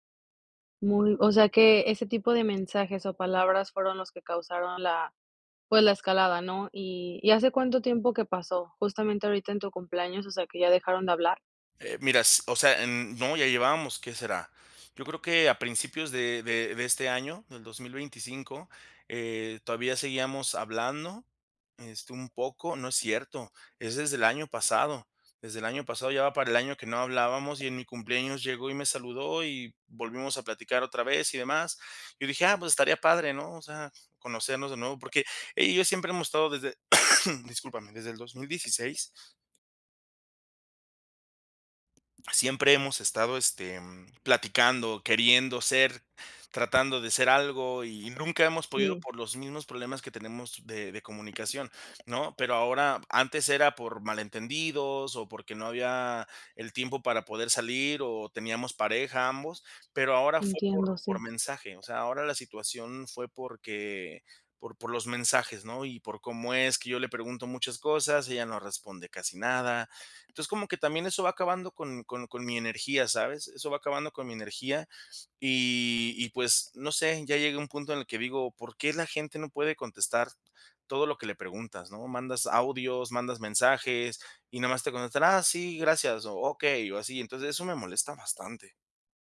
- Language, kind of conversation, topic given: Spanish, advice, ¿Puedes contarme sobre un malentendido por mensajes de texto que se salió de control?
- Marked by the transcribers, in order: tapping; other background noise; other noise